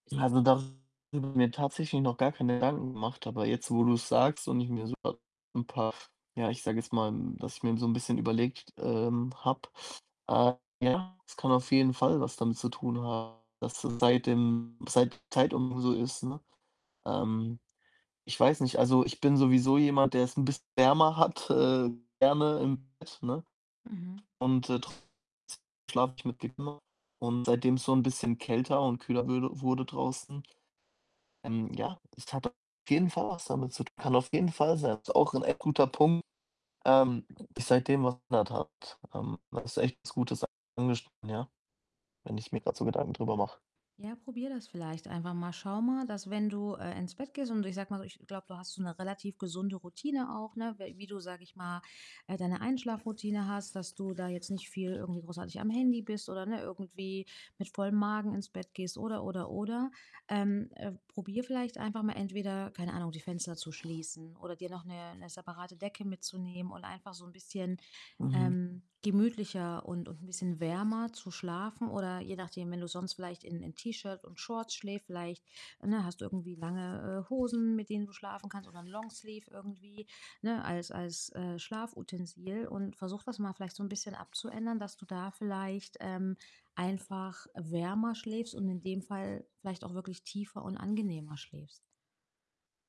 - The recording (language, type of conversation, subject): German, advice, Wie kann ich häufiges nächtliches Aufwachen und nicht erholsamen Schlaf verbessern?
- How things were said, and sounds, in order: static; distorted speech; unintelligible speech; other noise; other background noise; unintelligible speech; background speech